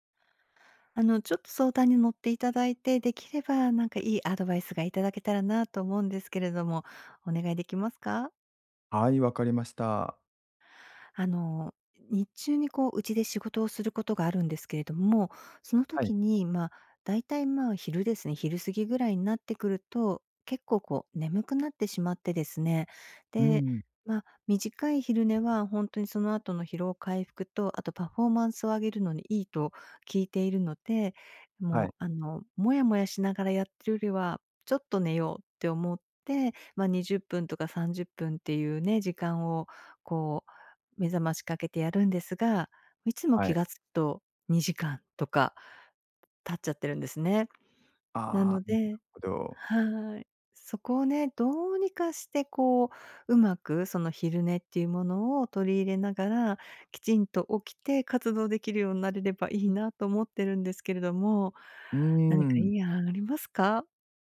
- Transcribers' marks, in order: other noise
- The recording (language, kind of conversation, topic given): Japanese, advice, 短時間の昼寝で疲れを早く取るにはどうすればよいですか？